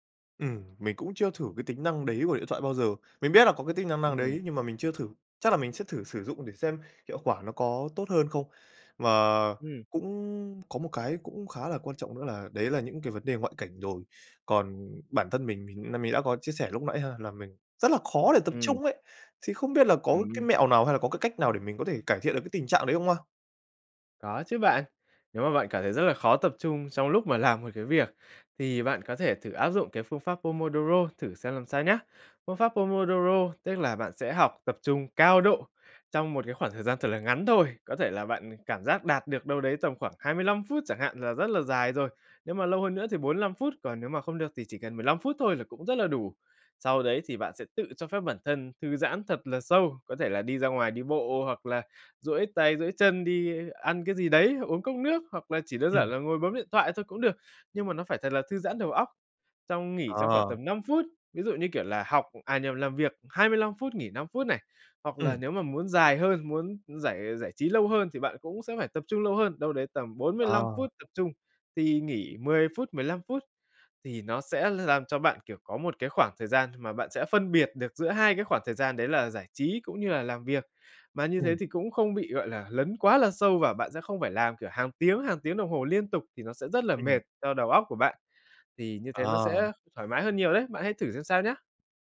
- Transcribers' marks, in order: none
- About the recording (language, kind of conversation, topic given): Vietnamese, advice, Làm thế nào để bớt bị gián đoạn và tập trung hơn để hoàn thành công việc?